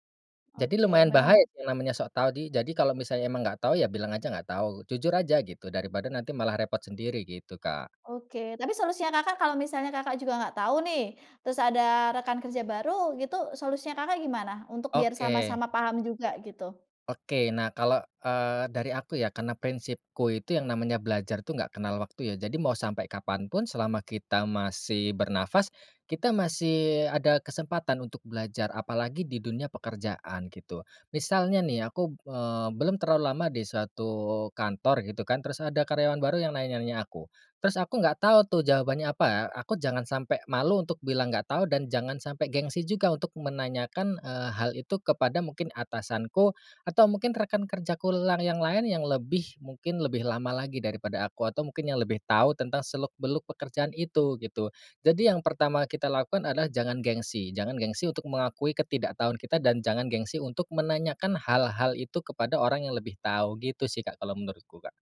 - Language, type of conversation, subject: Indonesian, podcast, Bagaimana kamu membangun kepercayaan dengan rekan kerja baru?
- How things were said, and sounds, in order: "bernapas" said as "bernafas"; stressed: "hal-hal"